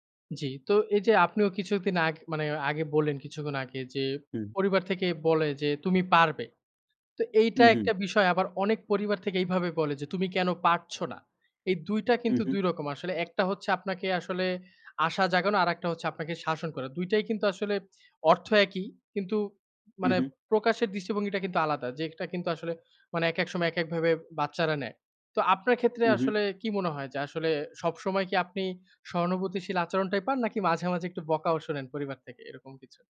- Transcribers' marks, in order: other background noise
- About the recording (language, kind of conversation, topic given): Bengali, podcast, সময় কম থাকলে কীভাবে পড়াশোনা পরিচালনা করবেন?